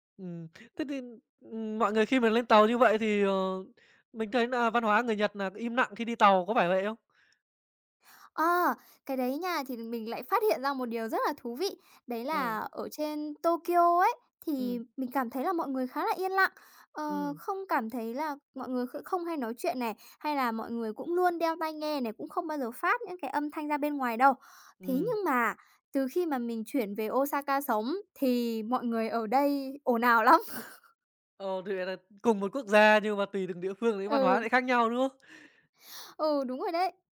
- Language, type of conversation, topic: Vietnamese, podcast, Bạn có thể kể về một lần bạn bất ngờ trước văn hóa địa phương không?
- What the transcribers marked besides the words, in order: tapping; other background noise; laughing while speaking: "lắm"